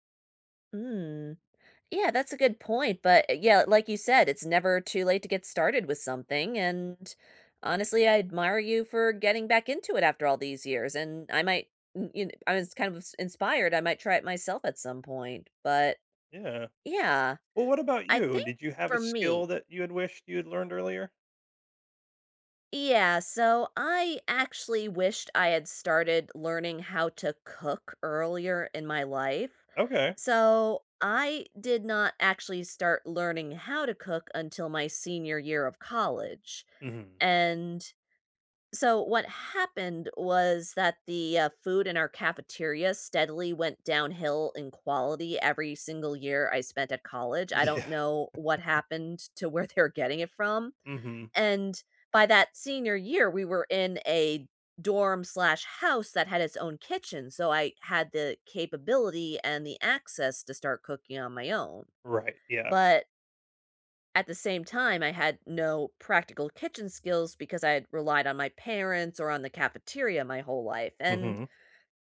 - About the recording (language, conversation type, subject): English, unstructured, What skill should I learn sooner to make life easier?
- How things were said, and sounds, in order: laughing while speaking: "Yeah"; chuckle; laughing while speaking: "where"